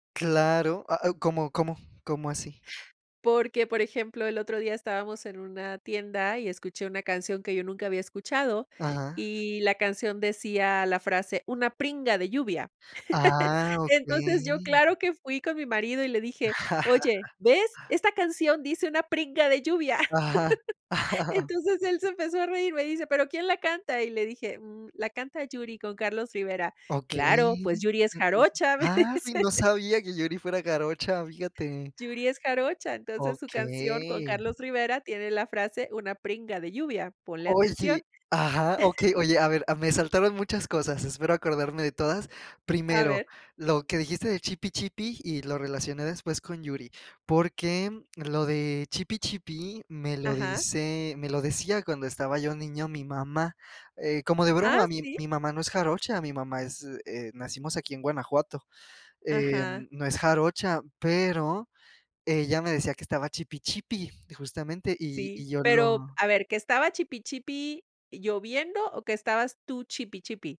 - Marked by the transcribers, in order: drawn out: "Ah, okey"; chuckle; chuckle; chuckle; laughing while speaking: "me dice"; drawn out: "Okey"; "Uy" said as "oy"; chuckle
- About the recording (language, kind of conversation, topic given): Spanish, podcast, ¿Qué idioma o acento te identifica más?